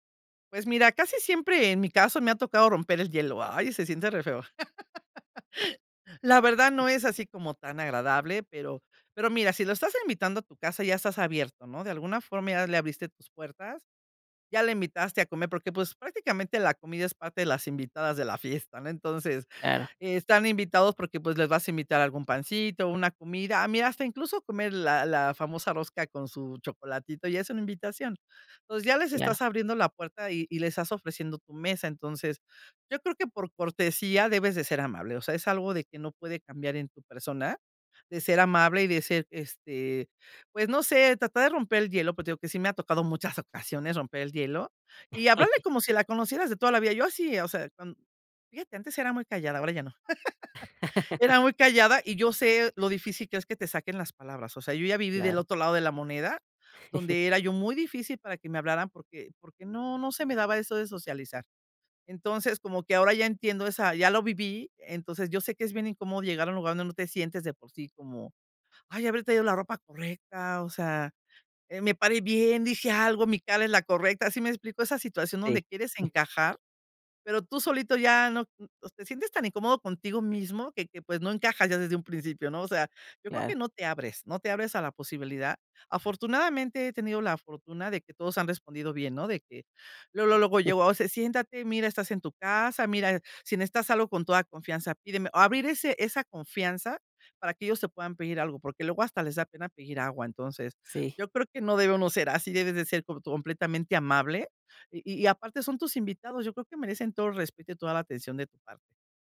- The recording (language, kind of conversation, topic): Spanish, podcast, ¿Qué trucos usas para que todos se sientan incluidos en la mesa?
- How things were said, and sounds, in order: chuckle; chuckle; chuckle; laugh; chuckle; other background noise